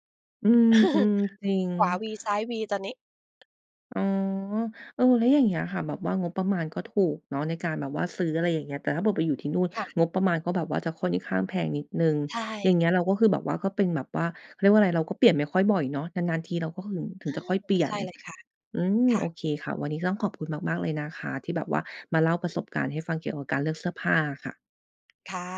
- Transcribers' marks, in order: laugh; tapping
- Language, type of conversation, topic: Thai, podcast, สื่อสังคมออนไลน์มีผลต่อการแต่งตัวของคุณอย่างไร?